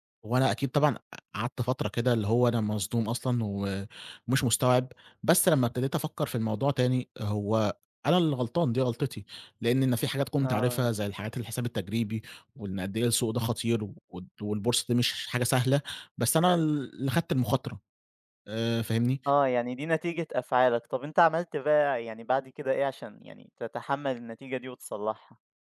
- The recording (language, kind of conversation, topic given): Arabic, podcast, إزاي بدأت مشروع الشغف بتاعك؟
- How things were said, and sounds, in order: none